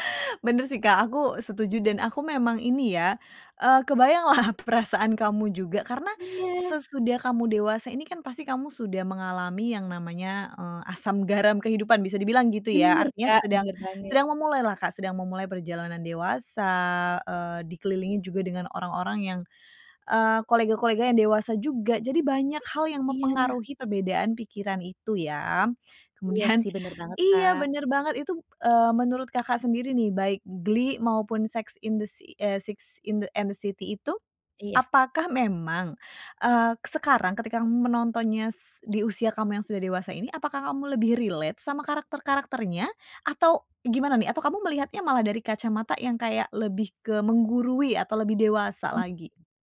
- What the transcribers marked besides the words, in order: in English: "sex in the"; in English: "relate"; other noise
- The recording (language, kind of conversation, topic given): Indonesian, podcast, Bagaimana pengalaman kamu menemukan kembali serial televisi lama di layanan streaming?